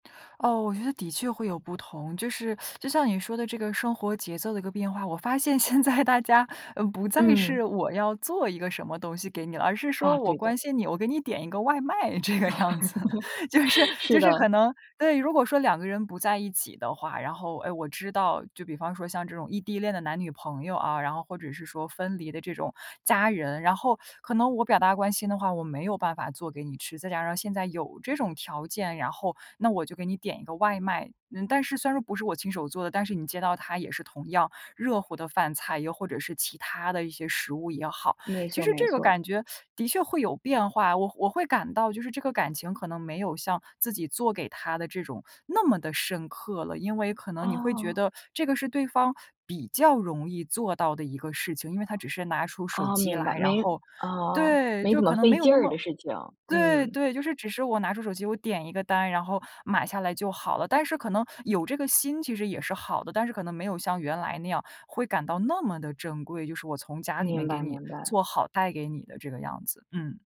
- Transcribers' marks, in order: laughing while speaking: "现在大家"; laugh; laughing while speaking: "这个样子"
- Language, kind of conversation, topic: Chinese, podcast, 你会怎么用食物来表达关心？